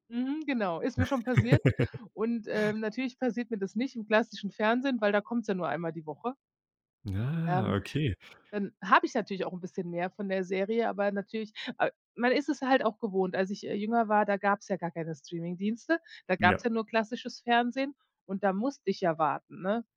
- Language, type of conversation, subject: German, podcast, Wie unterscheidet sich Streaming für dich vom klassischen Fernsehen?
- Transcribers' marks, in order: laugh; surprised: "Ah"; stressed: "musste"